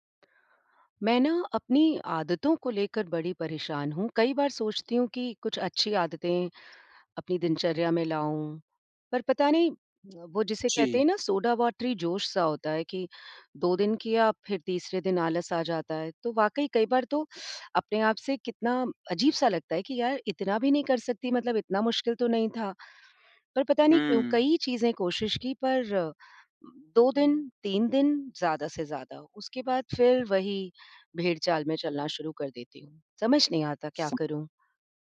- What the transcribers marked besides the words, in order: in English: "वाटरी"
- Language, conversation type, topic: Hindi, advice, रोज़ाना अभ्यास बनाए रखने में आपको किस बात की सबसे ज़्यादा कठिनाई होती है?